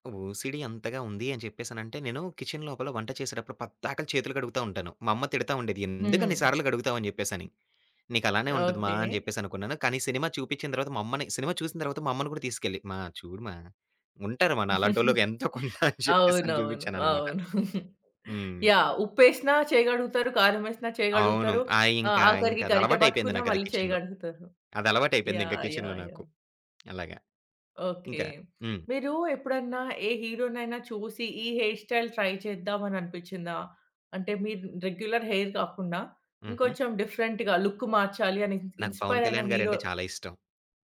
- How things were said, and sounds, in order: in English: "ఓసీడీ"; in English: "కిచెన్"; other background noise; chuckle; laughing while speaking: "ఎంతో కొంత అని జెప్పేసని"; in English: "కిచెన్‌లో"; in English: "కిచెన్‌లో"; in English: "హెయిర్ స్టైల్ ట్రై"; in English: "రెగ్యులర్ హెయిర్"; in English: "డిఫరెంట్‌గా లుక్"; in English: "ఇన్ ఇన్‌స్పైర్"; in English: "హీరో"
- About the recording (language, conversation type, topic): Telugu, podcast, మీరు సినిమా హీరోల స్టైల్‌ను అనుసరిస్తున్నారా?